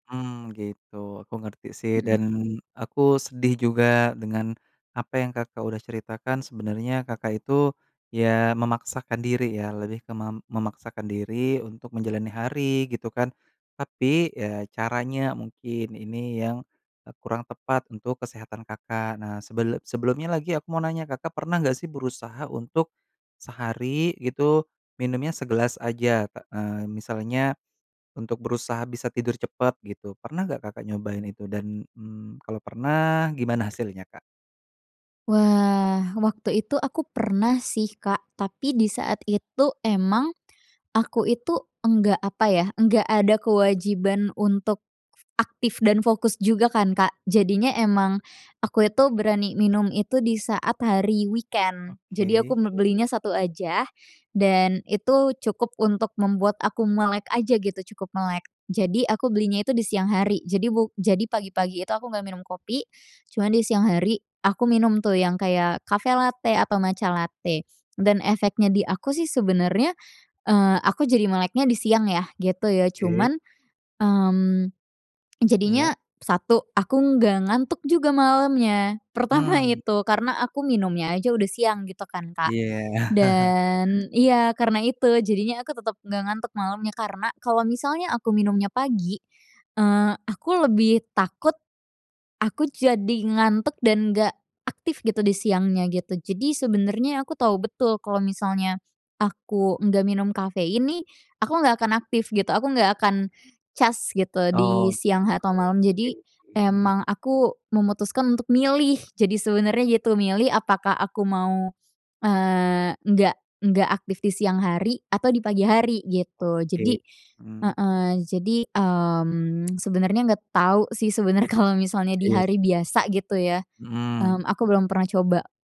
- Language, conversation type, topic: Indonesian, advice, Bagaimana cara berhenti atau mengurangi konsumsi kafein atau alkohol yang mengganggu pola tidur saya meski saya kesulitan?
- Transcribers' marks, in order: in English: "weekend"; alarm; other background noise; chuckle; laughing while speaking: "sebenernya"